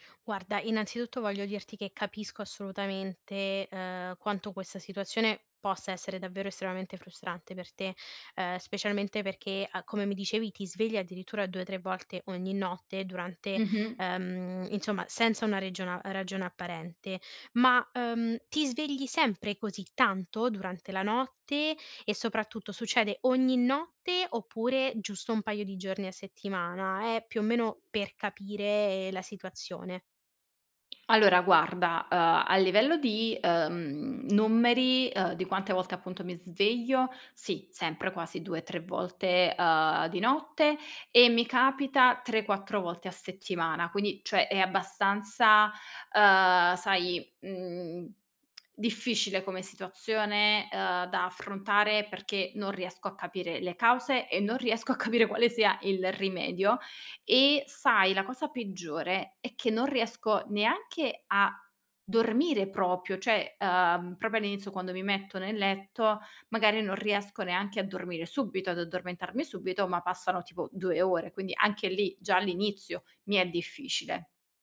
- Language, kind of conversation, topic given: Italian, advice, Perché mi sveglio ripetutamente durante la notte senza capirne il motivo?
- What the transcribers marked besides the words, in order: tapping; lip smack; laughing while speaking: "capire"; "proprio" said as "propio"; "proprio" said as "propio"; "subito" said as "subbito"; "subito" said as "subbito"